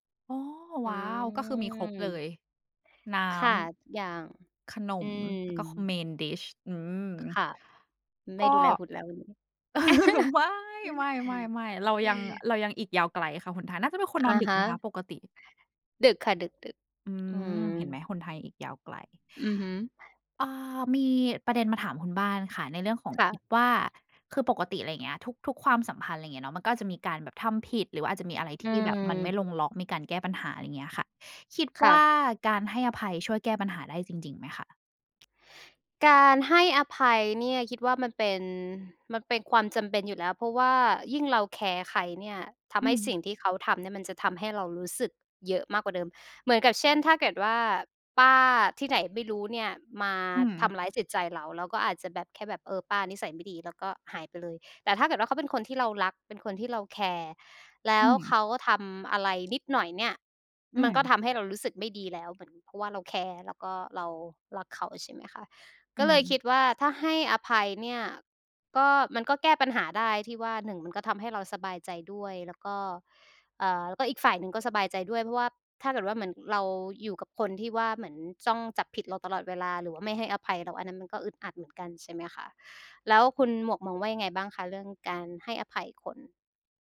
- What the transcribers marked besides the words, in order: in English: "Main Dish"; tapping; laugh; laugh; other noise
- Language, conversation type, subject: Thai, unstructured, คุณคิดว่าการให้อภัยช่วยแก้ปัญหาได้จริงหรือไม่?